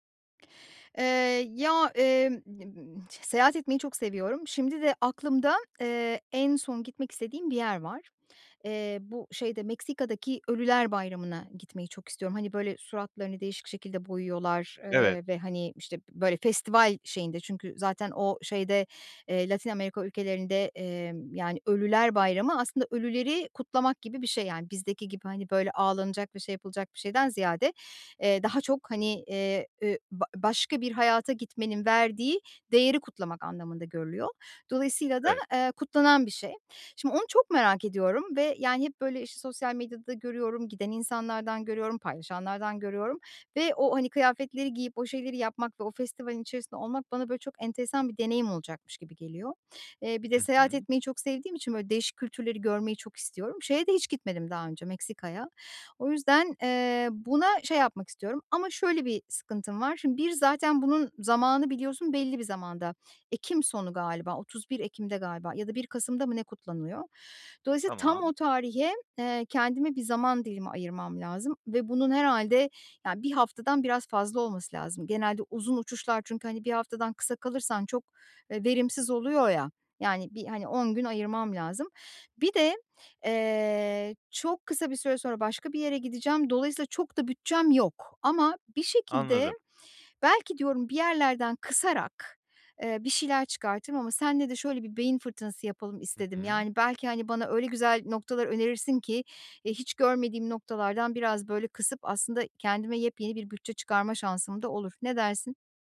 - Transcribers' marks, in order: none
- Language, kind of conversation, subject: Turkish, advice, Zamanım ve bütçem kısıtlıyken iyi bir seyahat planını nasıl yapabilirim?